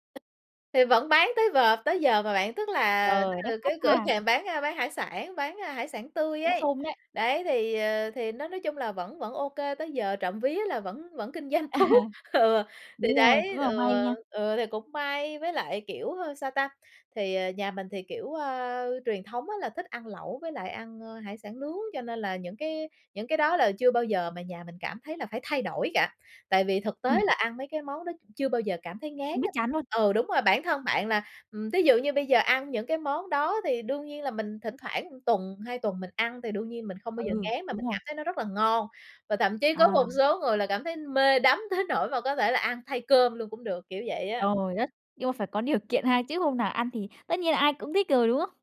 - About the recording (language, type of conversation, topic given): Vietnamese, podcast, Bạn và gia đình có truyền thống ẩm thực nào đặc biệt không?
- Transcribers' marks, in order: other noise; other background noise; laughing while speaking: "tốt. Ừ"; laugh; tapping; laughing while speaking: "tới"